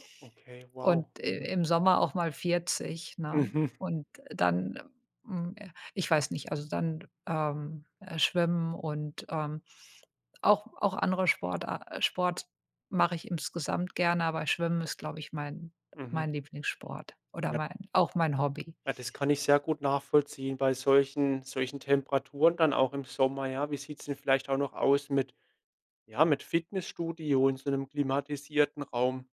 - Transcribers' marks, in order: none
- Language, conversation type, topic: German, podcast, Wie hast du mit deinem liebsten Hobby angefangen?